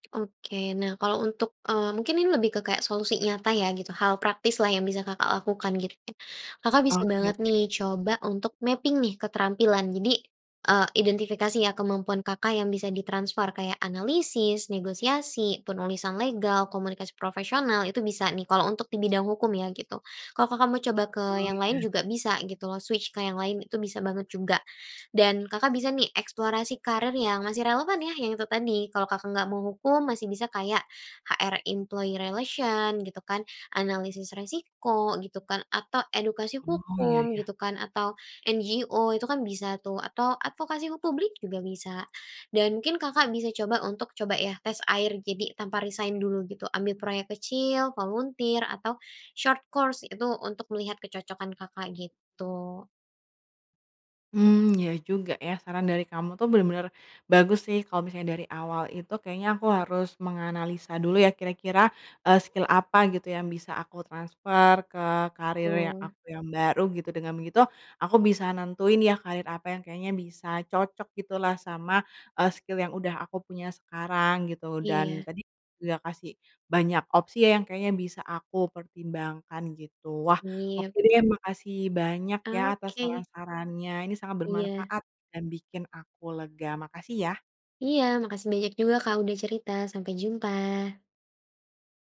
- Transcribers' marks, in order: tapping; in English: "mapping"; in English: "legal"; other background noise; in English: "switch"; in English: "HR Employee Relation"; in English: "resign"; in English: "volunteer"; in English: "short course"; in English: "skill"; in English: "skill"
- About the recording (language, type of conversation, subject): Indonesian, advice, Mengapa Anda mempertimbangkan beralih karier di usia dewasa?